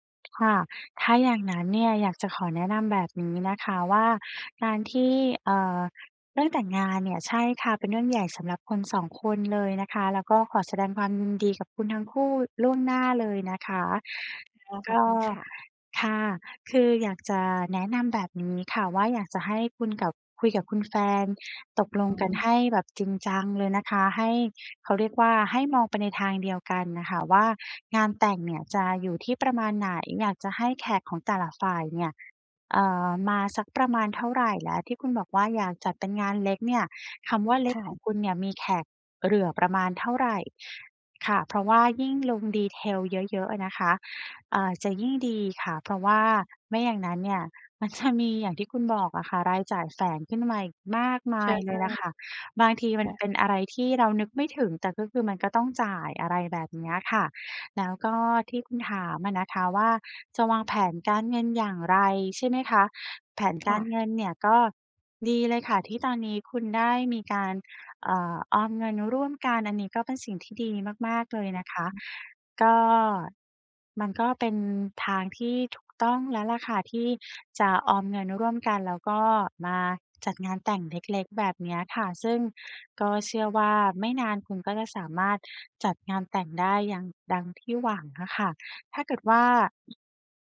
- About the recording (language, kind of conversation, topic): Thai, advice, ฉันควรเริ่มคุยกับคู่ของฉันอย่างไรเมื่อกังวลว่าความคาดหวังเรื่องอนาคตของเราอาจไม่ตรงกัน?
- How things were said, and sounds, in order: tapping; other background noise; laughing while speaking: "จะ"